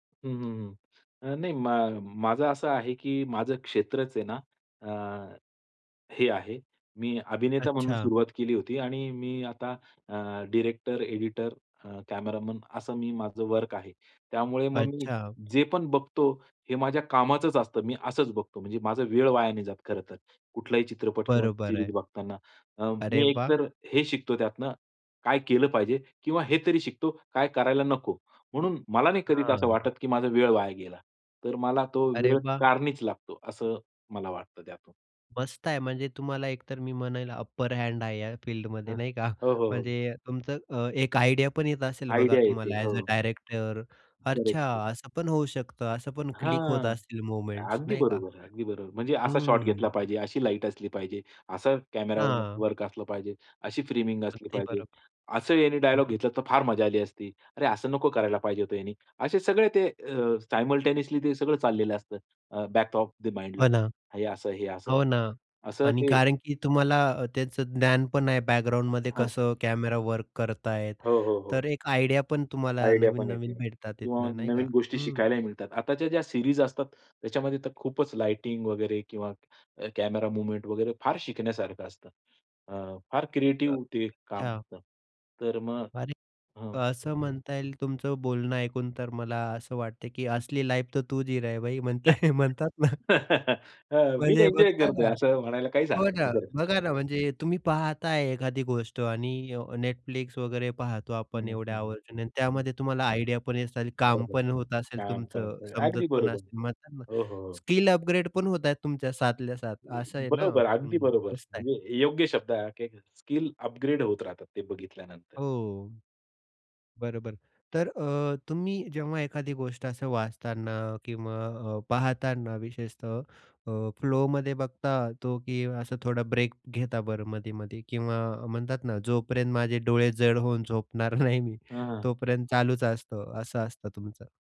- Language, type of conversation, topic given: Marathi, podcast, वाचताना किंवा पाहताना तुम्हाला वेळेचं भान का राहत नाही?
- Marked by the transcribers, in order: tapping; other noise; in English: "सीरीज"; in English: "अपर हँड"; chuckle; in English: "आयडिया"; in English: "आयडिया"; in English: "सायमल्टेनियसली"; in English: "बॅक ऑफ द माइंडला"; in English: "आयडिया"; in English: "आयडिया"; in English: "सीरीज"; other background noise; in Hindi: "असली लाईफ तर तू जी रहा हे भाई"; in English: "लाईफ"; laugh; chuckle; laughing while speaking: "म्हणतात ना?"; in English: "आयडिया"; laughing while speaking: "झोपणार नाही मी"